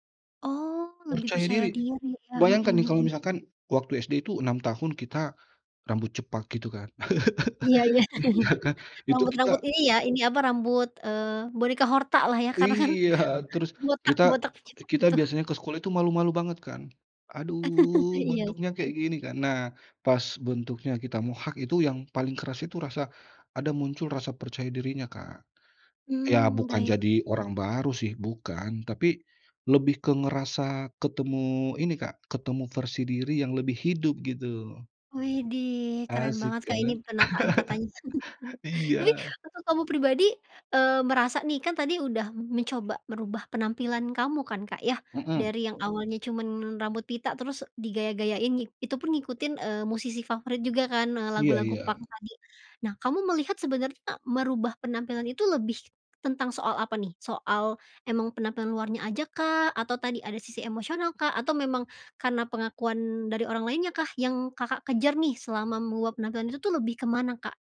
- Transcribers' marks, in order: chuckle; laughing while speaking: "Iya kan"; laughing while speaking: "Iya"; laughing while speaking: "karena kan"; tapping; chuckle; other background noise; chuckle; laughing while speaking: "Ini"; chuckle; "nih" said as "ngi"
- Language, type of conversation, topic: Indonesian, podcast, Pernahkah kamu mengalami sesuatu yang membuatmu mengubah penampilan?